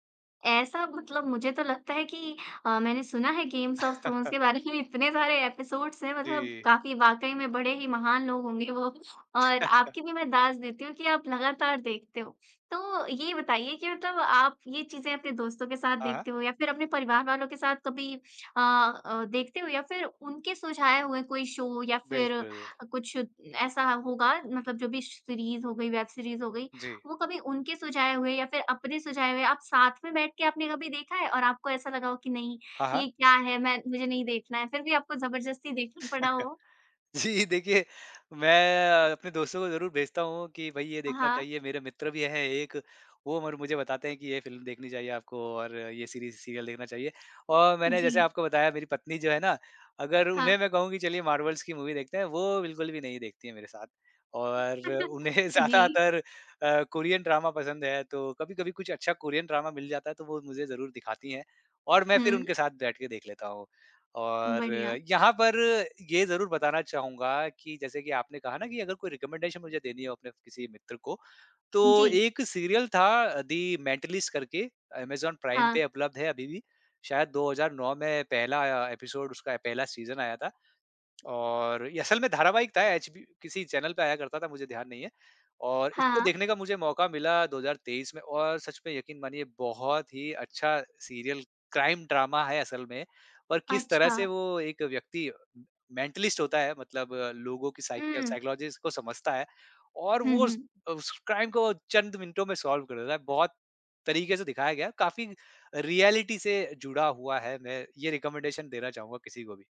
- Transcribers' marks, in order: in English: "गेम्स ऑफ़ थ्रोन्स"; chuckle; laughing while speaking: "बारे में"; in English: "एपिसोड्स"; chuckle; in English: "शो"; tapping; in English: "सीरीज़"; in English: "वेब सीरीज़"; chuckle; in English: "सीरीज़, सीरियल"; in English: "मार्वल्स"; in English: "मूवी"; chuckle; laughing while speaking: "उन्हें ज़्यादातर"; in English: "कोरियन ड्रामा"; in English: "कोरियन ड्रामा"; in English: "रिकमेंडेशन"; in English: "सीरियल"; in English: "एपिसोड"; in English: "सीज़न"; in English: "सीरियल क्राइम ड्रामा"; in English: "मेंटलिस्ट"; in English: "साइकि"; in English: "साइकोलॉजिस्ट"; in English: "क्राइम"; in English: "सॉल्व"; in English: "रियलिटी"; in English: "रिकमेंडेशन"
- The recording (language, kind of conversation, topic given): Hindi, podcast, ओटीटी पर आप क्या देखना पसंद करते हैं और उसे कैसे चुनते हैं?